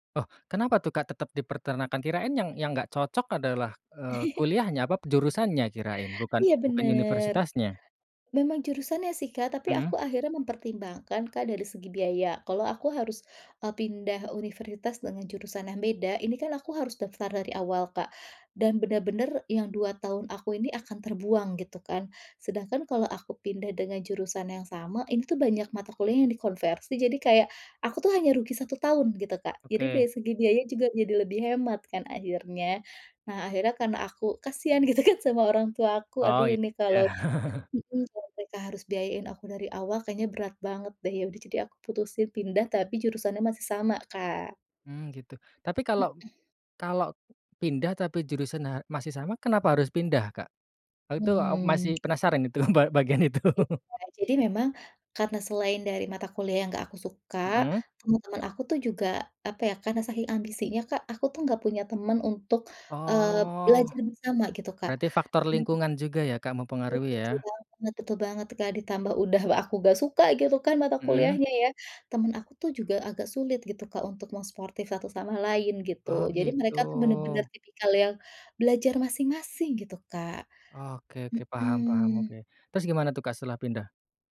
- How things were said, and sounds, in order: chuckle; laughing while speaking: "gitu kan"; chuckle; other background noise; laughing while speaking: "itu, ba bagian itu"; tapping; drawn out: "Oh"
- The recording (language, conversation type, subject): Indonesian, podcast, Pernahkah kamu mengalami momen kegagalan yang justru membuka peluang baru?